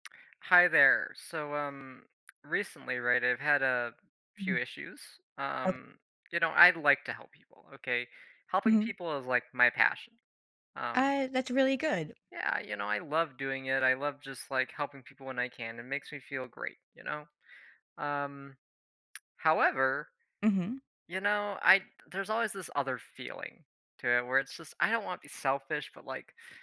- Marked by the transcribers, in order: tapping; tsk
- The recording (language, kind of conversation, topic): English, advice, How can I express my feelings when I feel unappreciated after helping someone?
- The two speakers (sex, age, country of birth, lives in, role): female, 45-49, United States, United States, advisor; male, 20-24, United States, United States, user